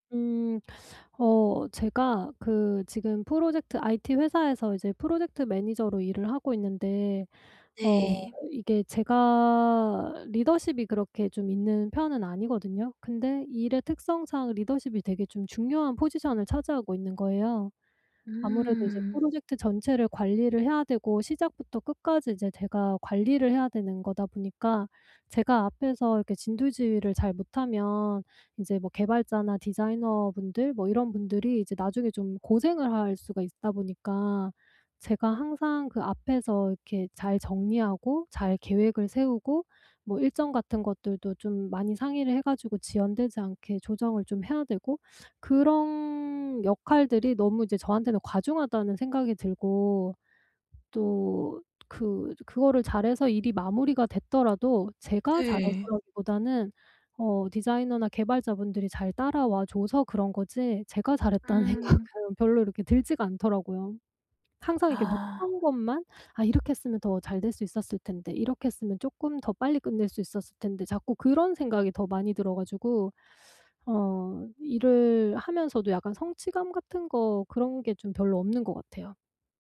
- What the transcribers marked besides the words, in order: tapping; laughing while speaking: "생각은"; other background noise; teeth sucking
- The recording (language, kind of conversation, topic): Korean, advice, 자신감 부족과 자기 의심을 어떻게 관리하면 좋을까요?